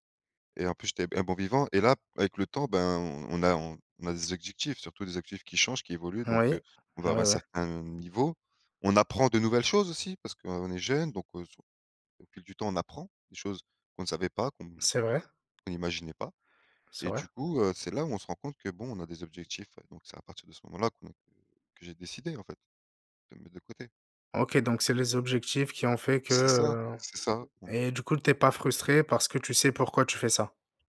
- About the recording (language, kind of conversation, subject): French, unstructured, Comment décidez-vous quand dépenser ou économiser ?
- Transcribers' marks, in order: none